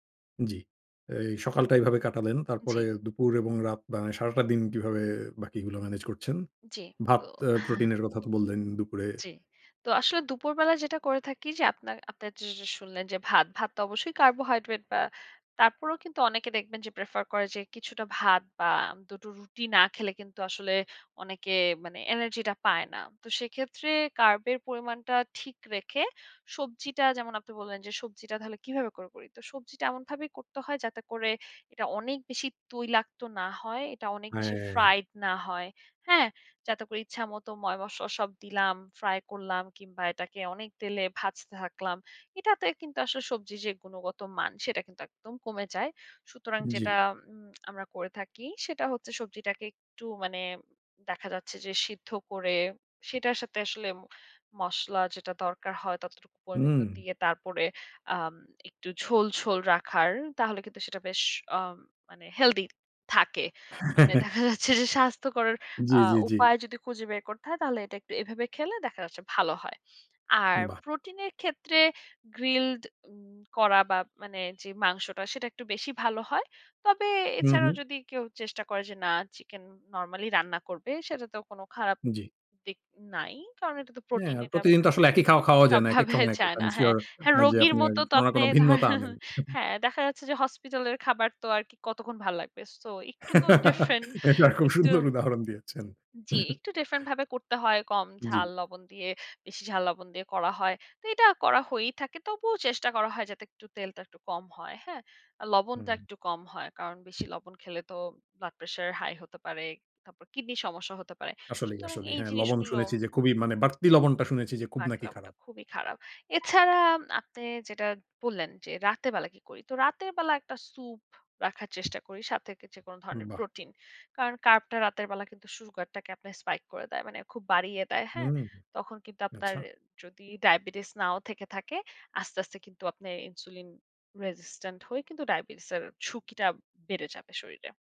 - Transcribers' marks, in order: chuckle; lip smack; tapping; laughing while speaking: "দেখা যাচ্ছে, যে স্বাস্থ্যকর"; chuckle; other background noise; laughing while speaking: "সবভাবে যায় না"; chuckle; "আপনার" said as "আপনের"; chuckle; laugh; laughing while speaking: "এটা খুব সুন্দর উদাহরণ দিয়েছেন"; in English: "spike"; in English: "রেসিস্টেন্ট"
- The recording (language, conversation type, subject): Bengali, podcast, পরিবারের জন্য স্বাস্থ্যকর খাবার কীভাবে সাজাবেন?
- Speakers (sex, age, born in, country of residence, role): female, 25-29, Bangladesh, United States, guest; male, 40-44, Bangladesh, Finland, host